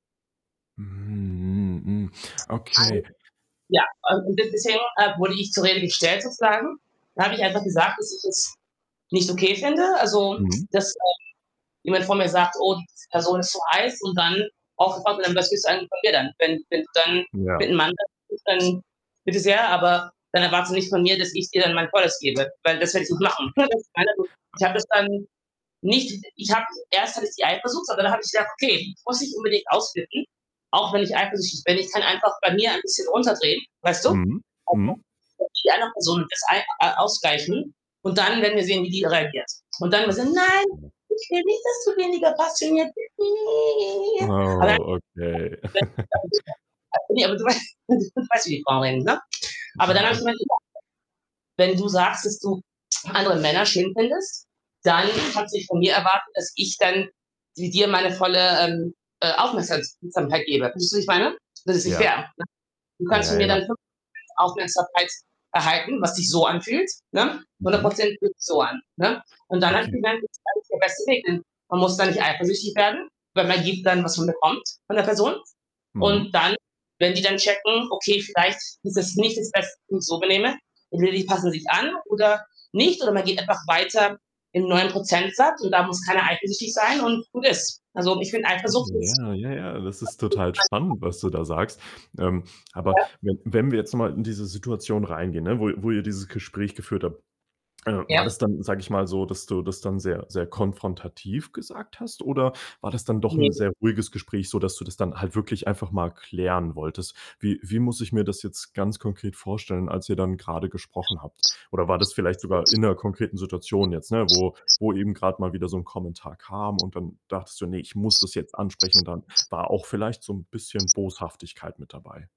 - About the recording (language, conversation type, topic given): German, advice, Wie kann ich mit Eifersuchtsgefühlen umgehen, die meine Beziehung belasten?
- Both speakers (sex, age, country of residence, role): female, 40-44, Germany, user; male, 20-24, Germany, advisor
- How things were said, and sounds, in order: static; other background noise; distorted speech; unintelligible speech; unintelligible speech; unintelligible speech; unintelligible speech; put-on voice: "Nein, ich will nicht, dass du weniger passioniert bist"; chuckle; other noise; unintelligible speech; laughing while speaking: "weißt"; unintelligible speech; tsk; unintelligible speech; unintelligible speech; unintelligible speech